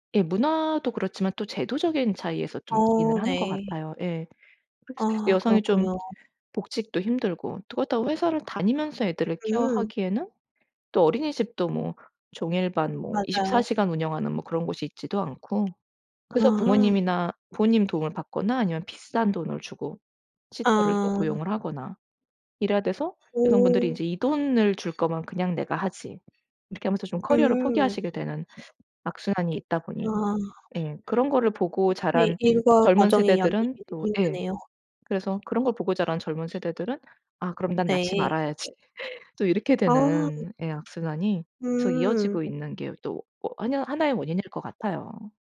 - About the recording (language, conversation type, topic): Korean, podcast, 아이를 가질지 말지 고민할 때 어떤 요인이 가장 결정적이라고 생각하시나요?
- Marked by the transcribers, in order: other background noise; unintelligible speech; tapping; background speech; laughing while speaking: "말아야지.'"